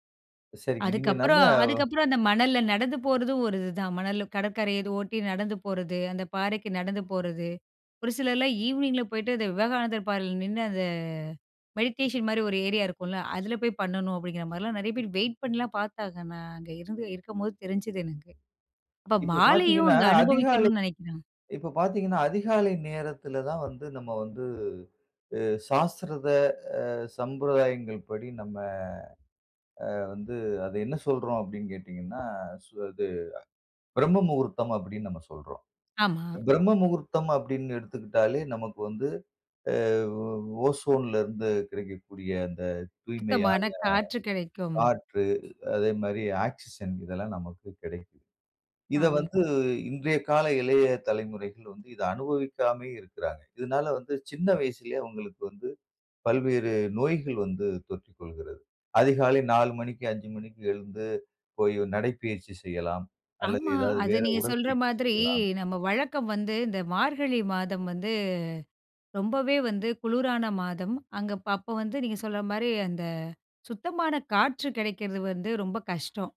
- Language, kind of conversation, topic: Tamil, podcast, சூரிய உதயம் அல்லது சாயங்காலத்தை சுறுசுறுப்பாக எப்படி அனுபவிக்கலாம்?
- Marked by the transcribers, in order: other background noise; drawn out: "அந்த"; in English: "மெடிடேஷன்"; drawn out: "வந்து"; tapping; drawn out: "அ"